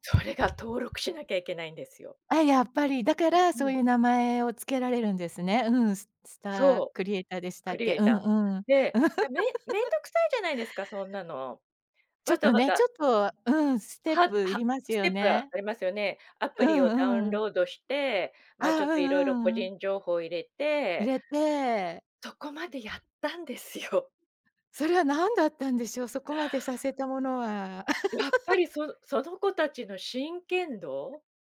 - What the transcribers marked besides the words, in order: laugh; laugh
- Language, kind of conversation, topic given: Japanese, podcast, 最近ハマっている趣味は何ですか？